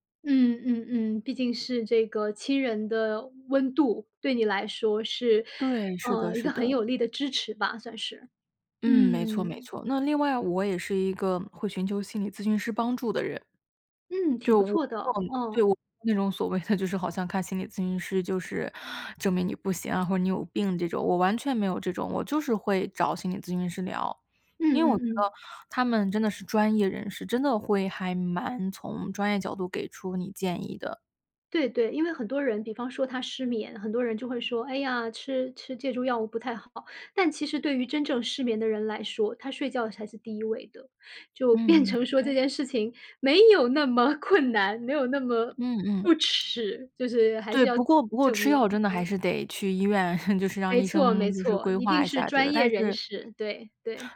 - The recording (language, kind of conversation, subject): Chinese, podcast, 當情緒低落時你會做什麼？
- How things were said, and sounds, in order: unintelligible speech; laughing while speaking: "的"; laughing while speaking: "变成"; chuckle